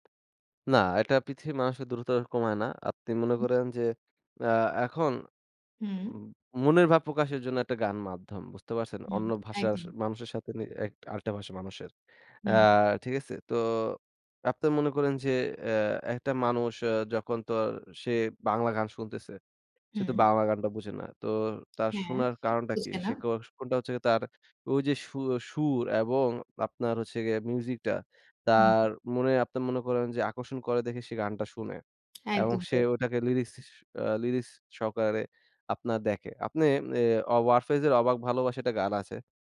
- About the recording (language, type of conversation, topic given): Bengali, podcast, কোন ভাষার গান শুনতে শুরু করার পর আপনার গানের স্বাদ বদলে গেছে?
- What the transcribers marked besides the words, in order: other background noise; tapping; unintelligible speech